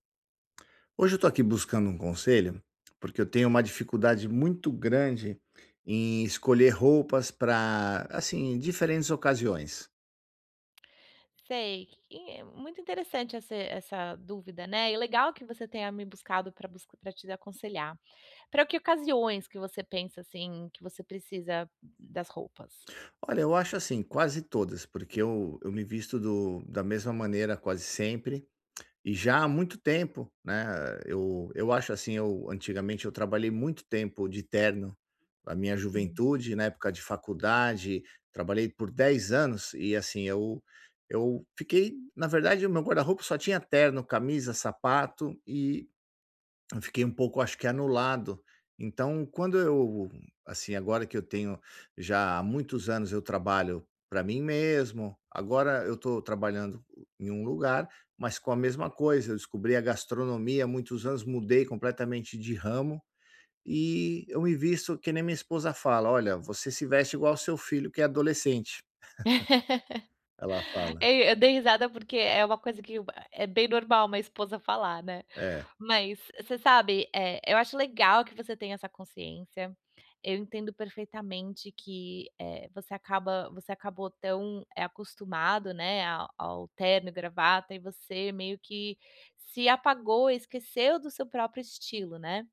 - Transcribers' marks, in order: tapping; laugh; chuckle
- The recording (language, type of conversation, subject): Portuguese, advice, Como posso escolher roupas que me façam sentir bem?